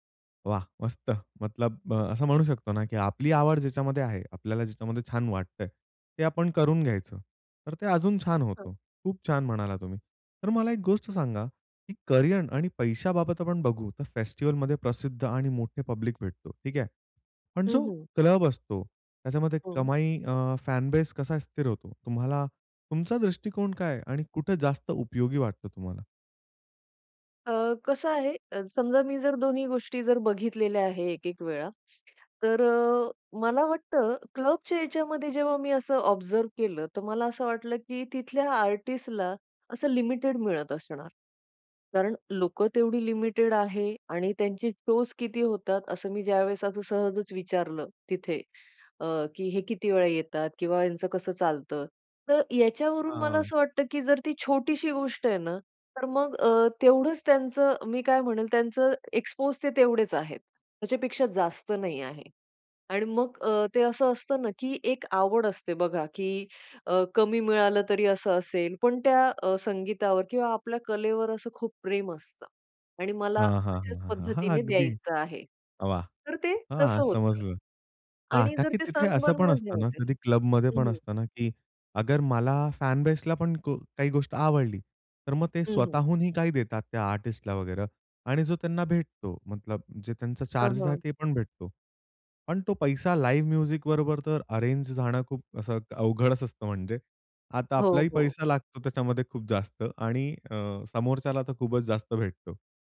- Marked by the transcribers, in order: in English: "पब्लिक"; in English: "फॅन बेस"; other noise; in English: "ऑब्झर्व्ह"; in English: "शोज"; in English: "एक्सपोज"; in English: "सनबर्नमध्ये"; in English: "फॅन बेसला"; in English: "चार्जेस"; in English: "लाईव्ह म्युझिक"
- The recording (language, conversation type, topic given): Marathi, podcast, फेस्टिव्हल आणि छोट्या क्लबमधील कार्यक्रमांमध्ये तुम्हाला नेमका काय फरक जाणवतो?